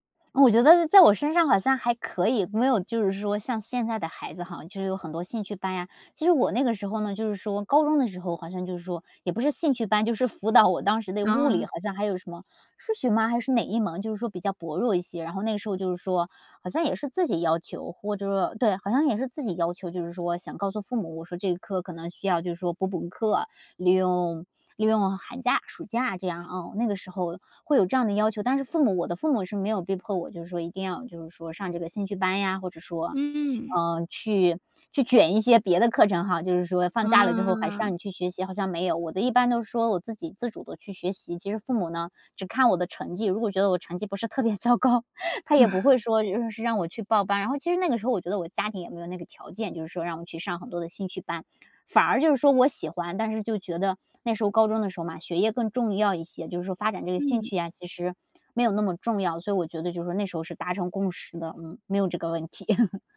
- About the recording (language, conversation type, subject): Chinese, podcast, 你觉得学习和玩耍怎么搭配最合适?
- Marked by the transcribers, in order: laughing while speaking: "特别糟糕"; laugh; laugh